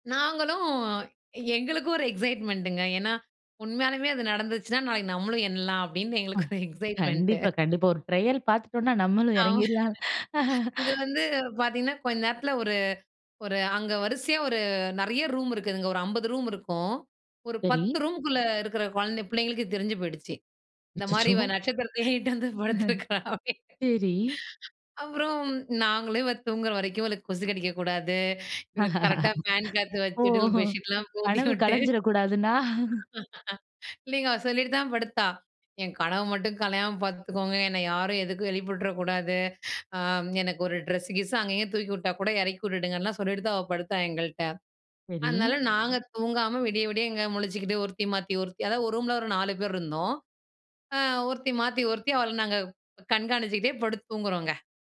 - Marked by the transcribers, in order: laughing while speaking: "எங்களுக்கும் ஒரு எக்ஸைட்மெண்டங்க ஏன்னா, உண்மையாலயுமே … எங்களுக்கு ஒரு எக்ஸைட்மெண்ட்டு"; in English: "எக்ஸைட்மெண்டங்க"; laughing while speaking: "கண்டிப்பா, கண்டிப்பா. ஒரு ட்ரையல் பாத்துட்டோம்ன்னா நம்மளும் எறங்கிறலாம்"; in English: "எக்ஸைட்மெண்ட்டு"; laughing while speaking: "ஆமா. இது வந்து"; laughing while speaking: "இந்த மாரி இவ நட்சத்திரத்தயே இட்டாந்து … பெட்ஷீட்லாம் போத்தி விட்டு"; laughing while speaking: "அச்சச்சோ! சரி"; other noise; laughing while speaking: "ஓ! கனவு கலைஞ்சிரக்கூடாதுன்னா?"
- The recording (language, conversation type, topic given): Tamil, podcast, நீங்கள் இரவு வானில் நட்சத்திரங்களைப் பார்த்த அனுபவத்தைப் பற்றி பகிர முடியுமா?